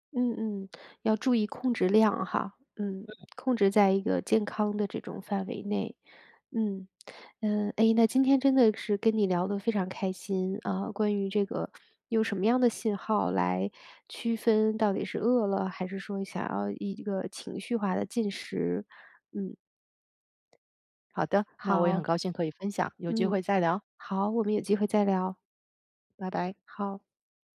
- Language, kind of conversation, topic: Chinese, podcast, 你平常如何区分饥饿和只是想吃东西？
- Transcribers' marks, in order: none